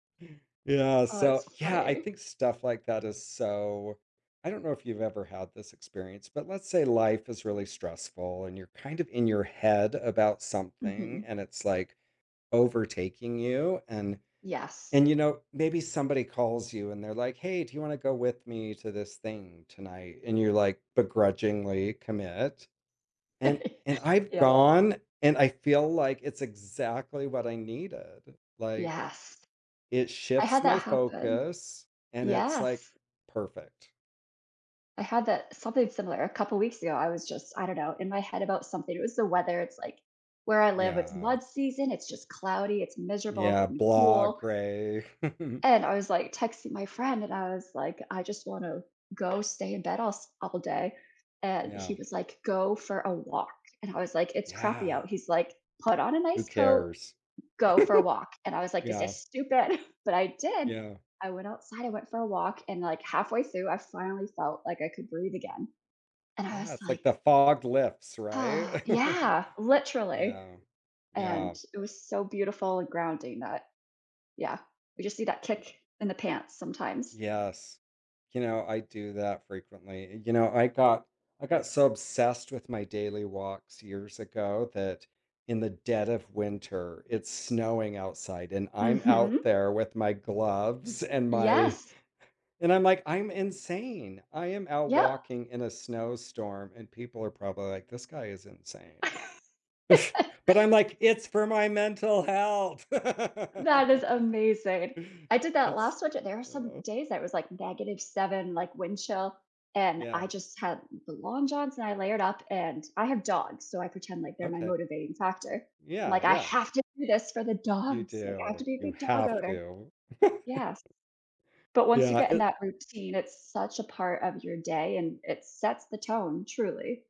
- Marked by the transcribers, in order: tapping; other background noise; chuckle; chuckle; giggle; chuckle; chuckle; laugh; chuckle; laugh; chuckle
- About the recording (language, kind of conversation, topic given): English, unstructured, What surprising ways does exercise help your mental health?
- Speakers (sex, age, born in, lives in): female, 35-39, United States, United States; male, 50-54, United States, United States